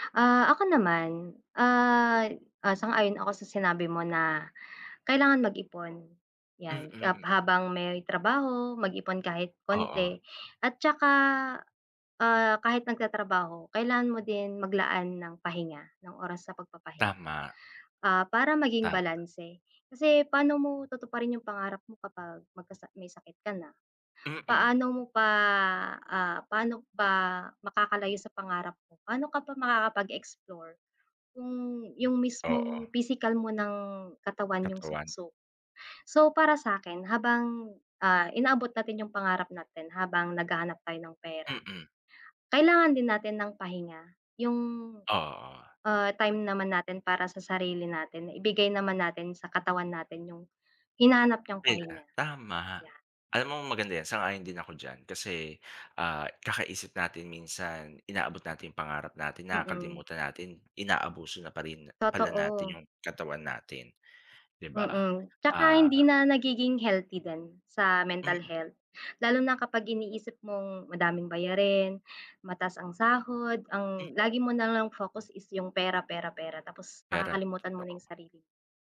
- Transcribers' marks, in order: unintelligible speech; tapping
- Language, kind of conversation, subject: Filipino, unstructured, Sa tingin mo ba, mas mahalaga ang pera o ang kasiyahan sa pagtupad ng pangarap?